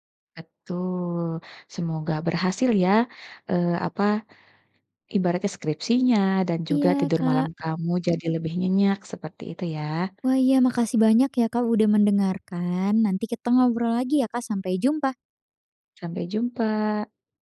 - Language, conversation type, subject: Indonesian, advice, Apakah tidur siang yang terlalu lama membuat Anda sulit tidur pada malam hari?
- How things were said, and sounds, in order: tapping